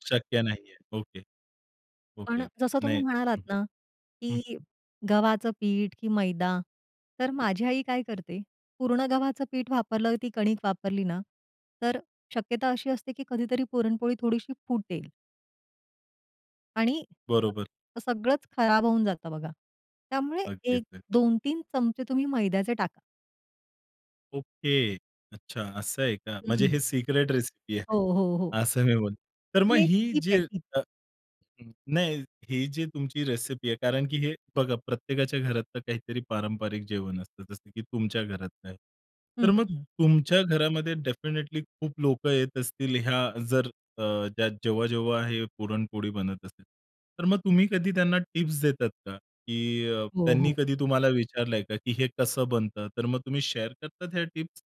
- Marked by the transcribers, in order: other background noise; tapping; other noise; unintelligible speech; in English: "डेफिनिटली"; in English: "शेअर"
- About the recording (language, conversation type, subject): Marathi, podcast, तुमच्या घरच्या खास पारंपरिक जेवणाबद्दल तुम्हाला काय आठवतं?